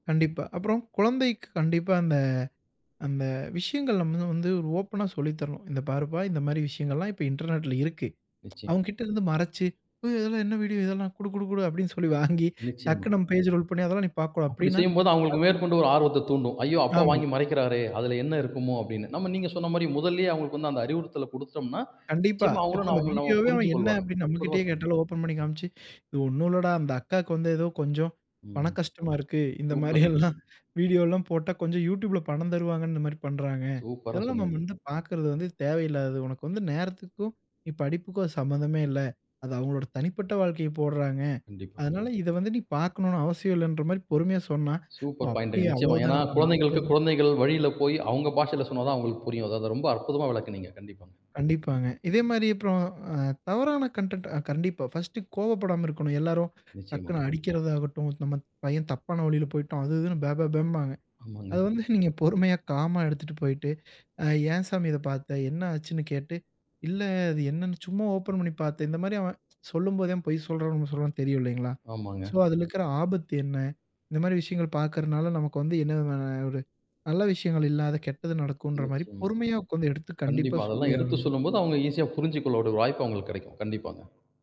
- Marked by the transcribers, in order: other noise; laughing while speaking: "அப்படின்னு சொல்லி வாங்கி"; laughing while speaking: "இந்த மாரியெல்லாம்"; in English: "பாயிண்ட்டுங்க"; in English: "கன்டென்ட்"; laughing while speaking: "நீங்க"; in English: "காமா"; in English: "சோ"
- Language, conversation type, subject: Tamil, podcast, குழந்தைகளின் டிஜிட்டல் பழக்கங்களை நீங்கள் எப்படி வழிநடத்துவீர்கள்?